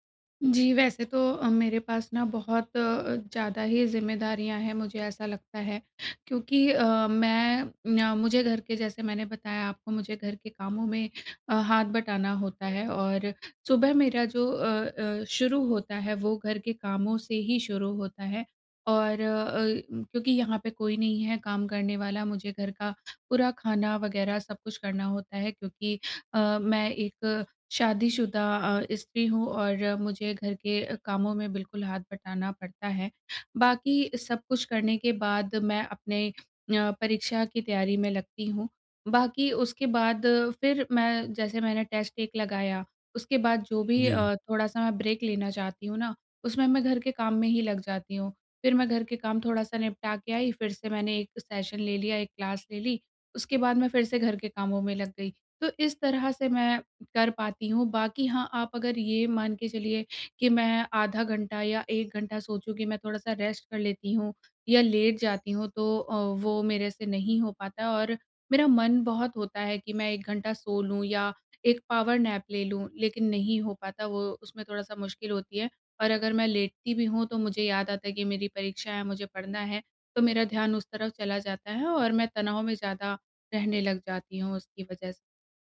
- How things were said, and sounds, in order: in English: "टेस्ट"; in English: "ब्रेक"; in English: "सेशन"; in English: "रेस्ट"; in English: "पावर नैप"
- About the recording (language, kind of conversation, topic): Hindi, advice, मैं अपनी रोज़मर्रा की ज़िंदगी में मनोरंजन के लिए समय कैसे निकालूँ?